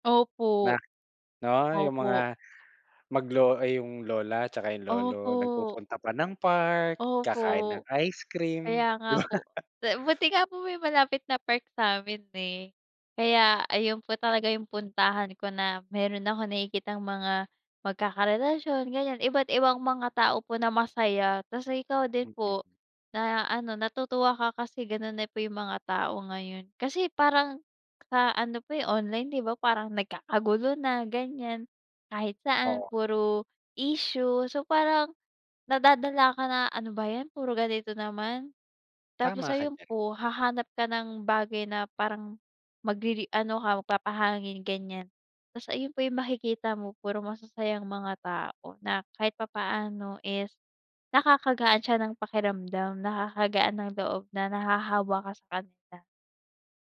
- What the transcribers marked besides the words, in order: laughing while speaking: "di ba?"
- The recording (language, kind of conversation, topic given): Filipino, unstructured, Ano ang mga simpleng bagay na nagpapagaan ng pakiramdam mo?